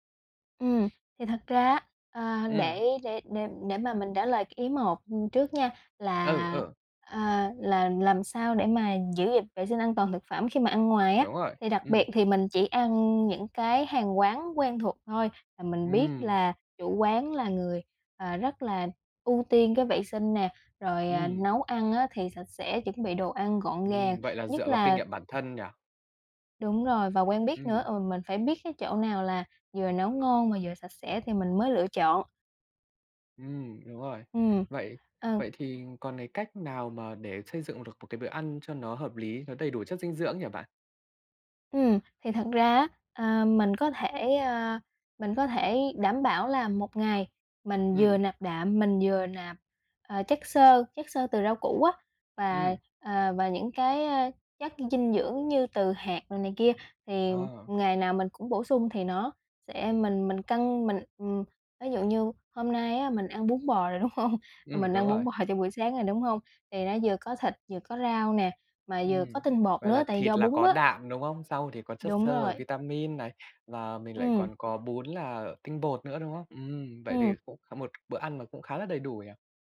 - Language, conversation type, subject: Vietnamese, podcast, Làm sao để cân bằng chế độ ăn uống khi bạn bận rộn?
- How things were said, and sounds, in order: other background noise; tapping; laughing while speaking: "đúng không?"; laughing while speaking: "bún bò"